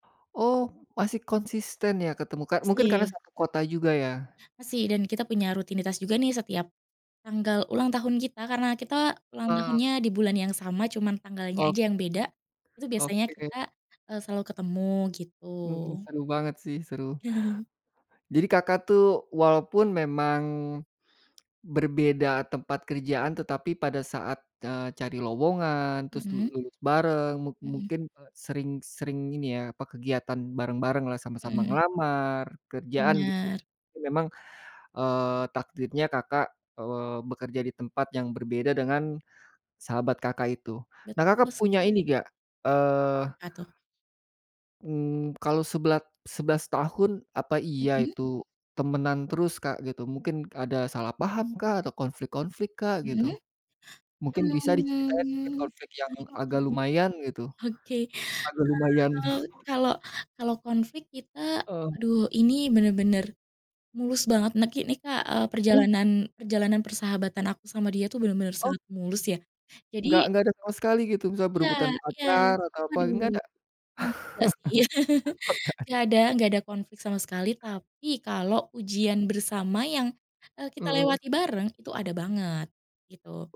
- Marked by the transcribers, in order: other background noise; chuckle; tapping; inhale; laughing while speaking: "oke oke"; chuckle; laugh; laughing while speaking: "Okay"
- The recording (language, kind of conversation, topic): Indonesian, podcast, Bisa ceritakan pengalaman yang mengajarkan kamu arti persahabatan sejati dan pelajaran apa yang kamu dapat dari situ?